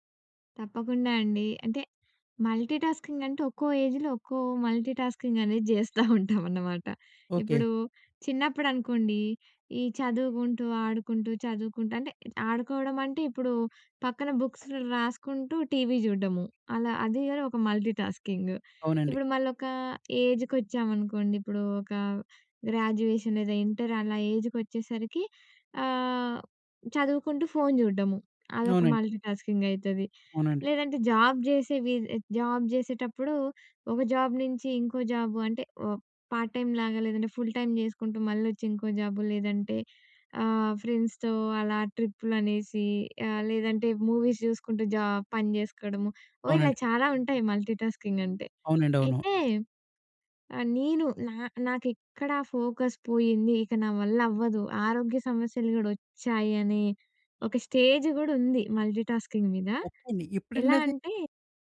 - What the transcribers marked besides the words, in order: in English: "మల్టీటాస్కింగ్"; in English: "ఏజ్‌లో"; in English: "మల్టీటాస్కింగ్"; laughing while speaking: "జేస్తా ఉంటాం అనమాట"; other background noise; in English: "బుక్స్‌లో"; in English: "మల్టీటాస్కింగ్"; tapping; in English: "గ్రాడ్యుయేషన్"; in English: "మల్టీటాస్కింగ్"; in English: "జాబ్"; in English: "జాబ్"; in English: "జాబ్"; in English: "జాబ్"; in English: "పార్ట్ టైమ్‌లాగా"; in English: "ఫుల్ టైమ్"; in English: "జాబ్"; in English: "ఫ్రెండ్స్‌తో"; in English: "మూవీస్"; in English: "జాబ్"; in English: "మల్టీటాస్కింగ్"; in English: "ఫోకస్"; in English: "స్టేజ్"; in English: "మల్టీటాస్కింగ్"
- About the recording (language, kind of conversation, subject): Telugu, podcast, మల్టీటాస్కింగ్ చేయడం మానేసి మీరు ఏకాగ్రతగా పని చేయడం ఎలా అలవాటు చేసుకున్నారు?